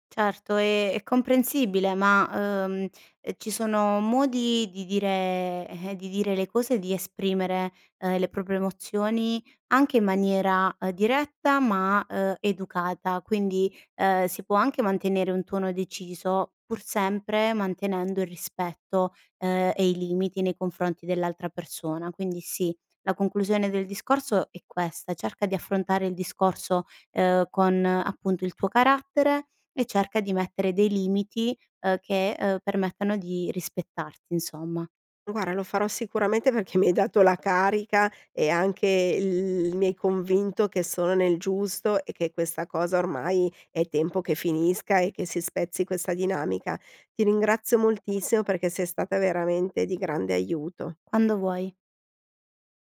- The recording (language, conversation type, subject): Italian, advice, Come ti senti quando la tua famiglia non ti ascolta o ti sminuisce?
- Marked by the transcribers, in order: "Guarda" said as "guara"; other background noise